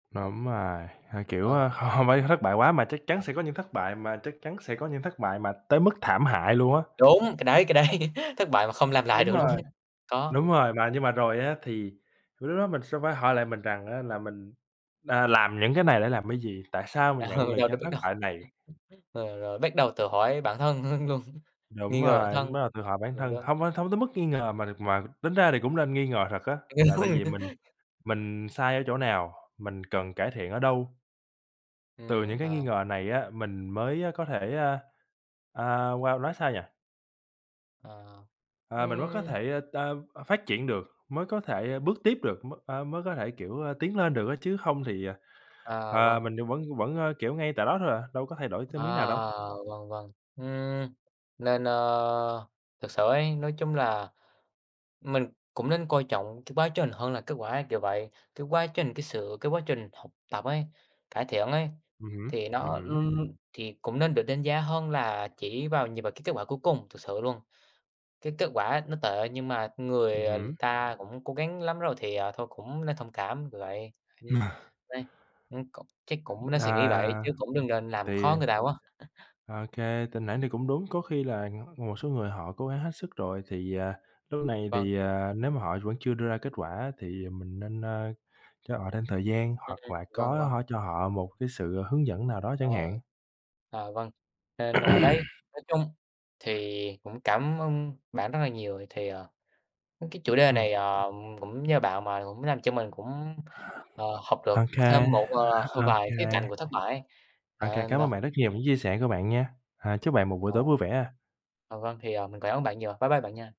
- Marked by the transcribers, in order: other background noise; laughing while speaking: "đấy"; laughing while speaking: "luôn ấy"; laughing while speaking: "Ờ"; laugh; laughing while speaking: "thân, ưm, luôn"; tapping; laugh; chuckle; unintelligible speech; laugh; throat clearing; chuckle; unintelligible speech; unintelligible speech
- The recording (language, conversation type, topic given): Vietnamese, unstructured, Bạn đã học được bài học quan trọng nào từ những lần thất bại?